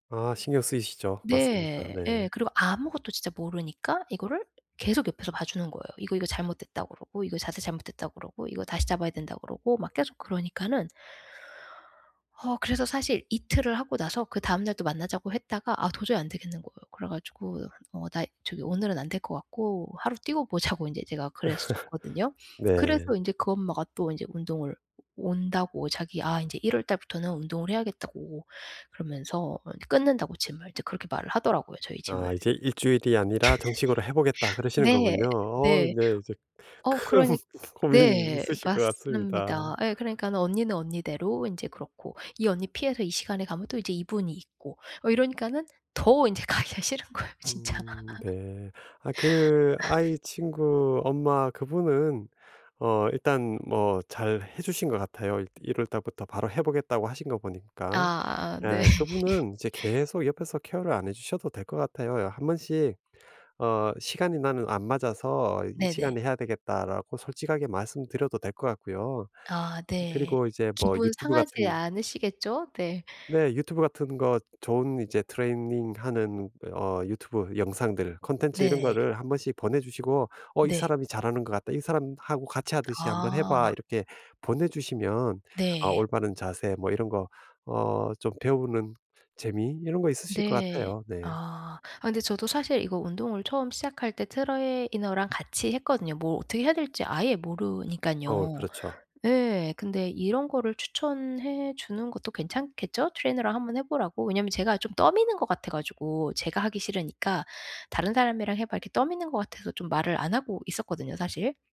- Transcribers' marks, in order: tapping; other background noise; laugh; in English: "gym을"; in English: "gym을"; laugh; laughing while speaking: "큰 고민이 있으실 것 같습니다"; laughing while speaking: "가기가 싫은 거예요, 진짜"; laugh; laugh; "트레이너랑" said as "트러에이너"; put-on voice: "트레이너랑"
- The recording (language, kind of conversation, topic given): Korean, advice, 열정을 잃었을 때 어떻게 다시 찾을 수 있을까요?